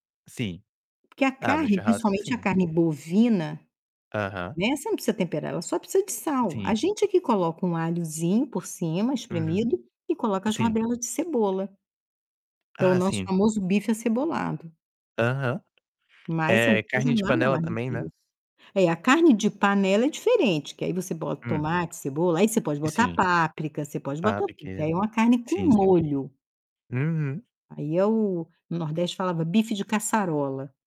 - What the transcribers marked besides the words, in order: tapping; distorted speech; static
- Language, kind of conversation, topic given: Portuguese, unstructured, Qual prato você acha que todo mundo deveria aprender a fazer?